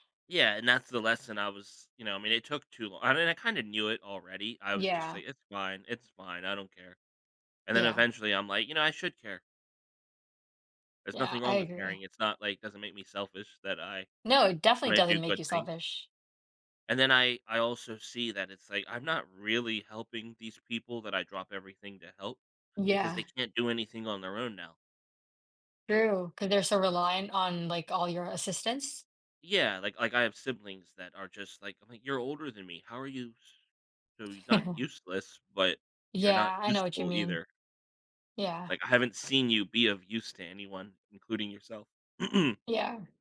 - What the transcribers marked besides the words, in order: chuckle; other background noise
- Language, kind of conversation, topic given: English, unstructured, How can setbacks lead to personal growth and new perspectives?
- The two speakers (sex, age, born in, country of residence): female, 20-24, United States, United States; male, 35-39, United States, United States